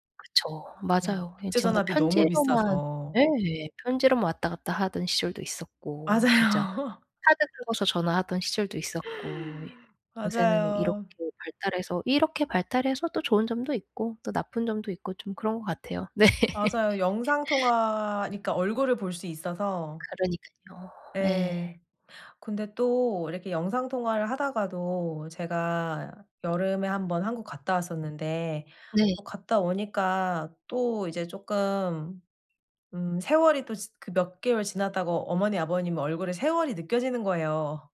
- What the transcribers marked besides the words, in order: laughing while speaking: "맞아요"; laughing while speaking: "네"
- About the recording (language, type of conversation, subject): Korean, advice, 이사 후 배우자와 가족과의 소통을 어떻게 유지할 수 있을까요?